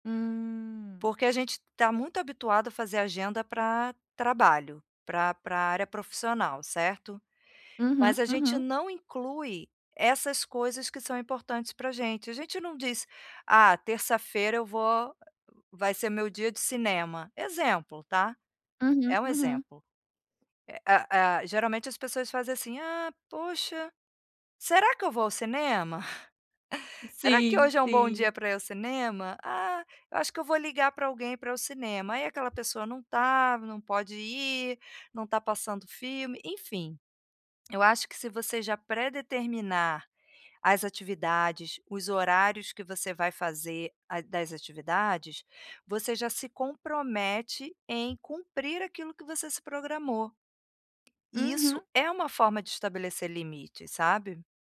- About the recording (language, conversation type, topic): Portuguese, advice, Como posso estabelecer limites saudáveis no trabalho sem me sentir culpado?
- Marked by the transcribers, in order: tapping; giggle